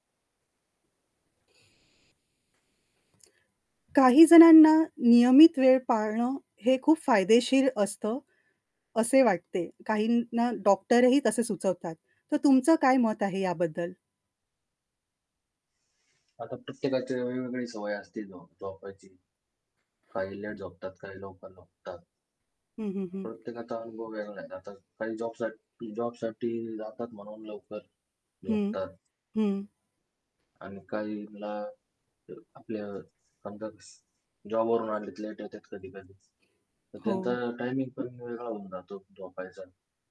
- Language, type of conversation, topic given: Marathi, podcast, झोपेची नियमित वेळ ठेवल्याने काय फरक पडतो?
- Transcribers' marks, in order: static; other background noise; tapping